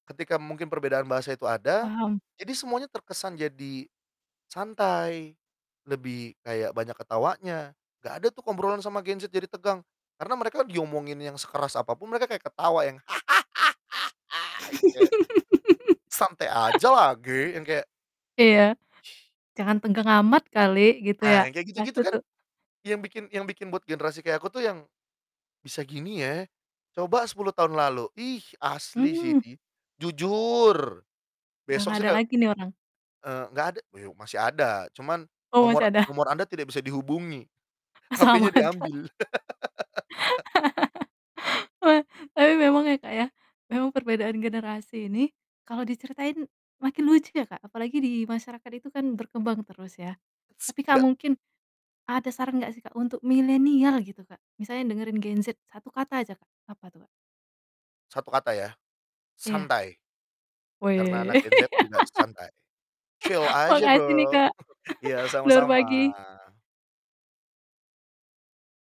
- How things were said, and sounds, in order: laugh; other noise; other background noise; unintelligible speech; laughing while speaking: "ada?"; laughing while speaking: "Ah, sama aja"; laugh; laugh; put-on voice: "Chill aja, Bro!"; in English: "Chill"; laugh; chuckle
- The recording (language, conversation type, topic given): Indonesian, podcast, Pernahkah kamu kaget melihat perbedaan bahasa antara generasi?